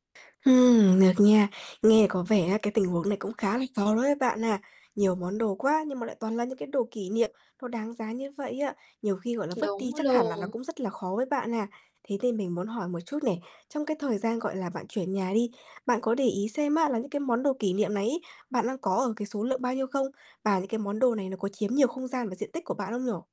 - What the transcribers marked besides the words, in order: tapping; distorted speech; other background noise
- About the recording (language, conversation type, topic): Vietnamese, advice, Làm sao để chọn những món đồ kỷ niệm nên giữ và buông bỏ phần còn lại?